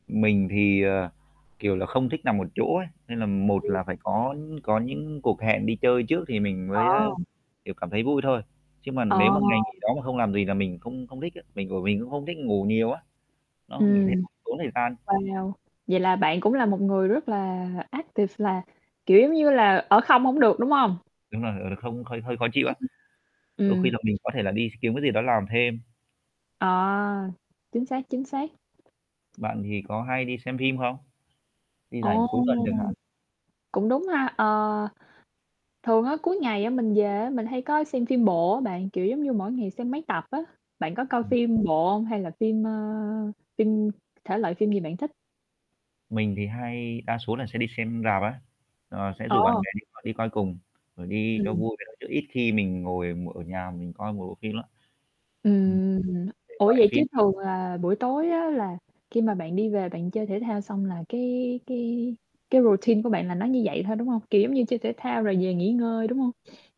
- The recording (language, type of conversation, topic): Vietnamese, unstructured, Bạn thường làm gì để thư giãn sau một ngày dài?
- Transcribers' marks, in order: static; distorted speech; mechanical hum; other background noise; in English: "active"; tapping; in English: "routine"